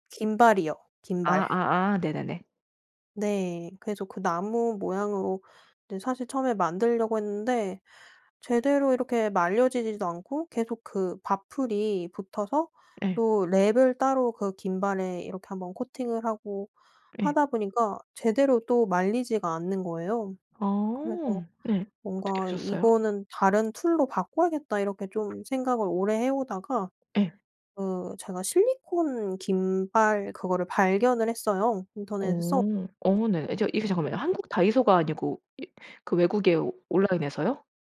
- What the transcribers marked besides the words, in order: tapping
- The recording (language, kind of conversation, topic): Korean, podcast, 음식으로 자신의 문화를 소개해 본 적이 있나요?